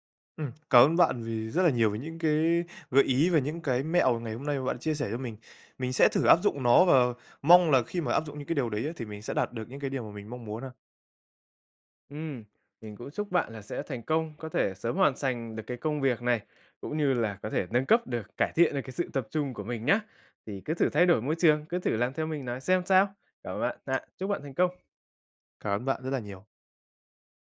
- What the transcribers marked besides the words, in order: tapping
- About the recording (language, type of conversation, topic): Vietnamese, advice, Làm thế nào để bớt bị gián đoạn và tập trung hơn để hoàn thành công việc?